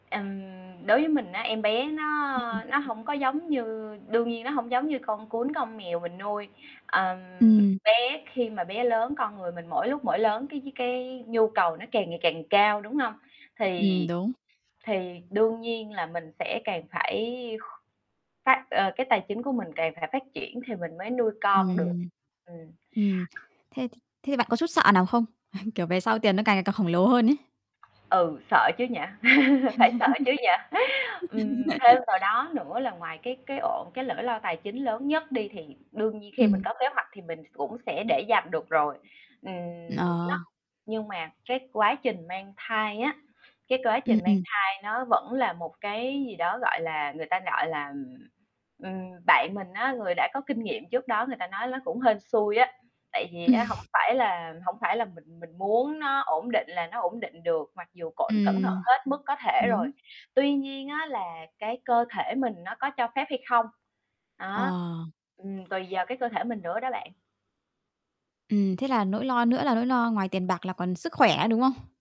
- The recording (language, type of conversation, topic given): Vietnamese, podcast, Bạn dựa vào những yếu tố nào để quyết định có sinh con hay không?
- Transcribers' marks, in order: static; unintelligible speech; tapping; other background noise; chuckle; laugh; laughing while speaking: "phải sợ chứ nhỉ"; laugh; chuckle